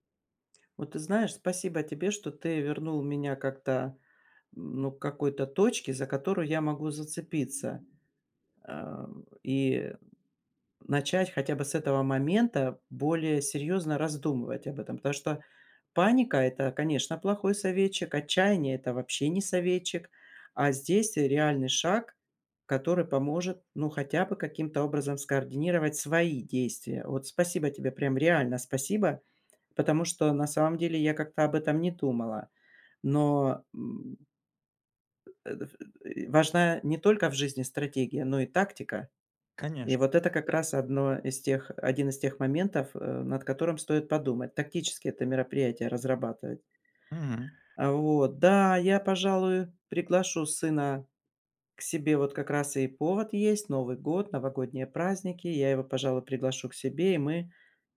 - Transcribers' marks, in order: "Потому что" said as "пташта"; stressed: "свои"; grunt
- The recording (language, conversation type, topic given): Russian, advice, Как мне сменить фокус внимания и принять настоящий момент?